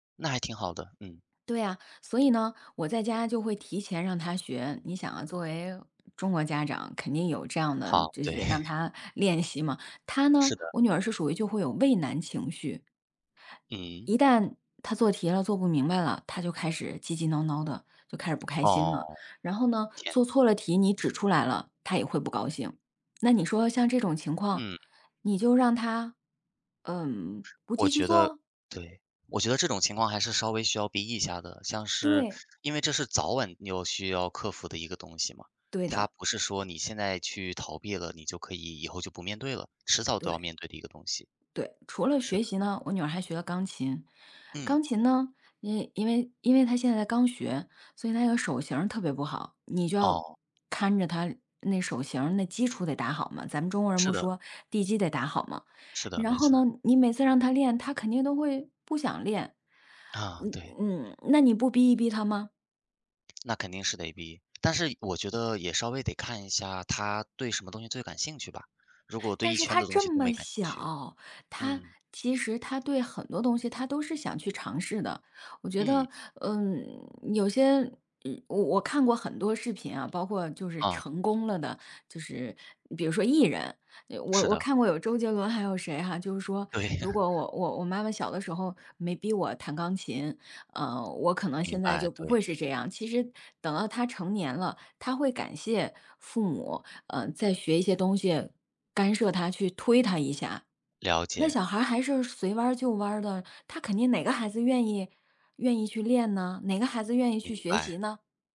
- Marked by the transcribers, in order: laughing while speaking: "对"; tapping; laughing while speaking: "对呀"; other background noise
- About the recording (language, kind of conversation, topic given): Chinese, unstructured, 家长应该干涉孩子的学习吗？
- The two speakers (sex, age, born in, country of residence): female, 40-44, China, United States; male, 18-19, China, United States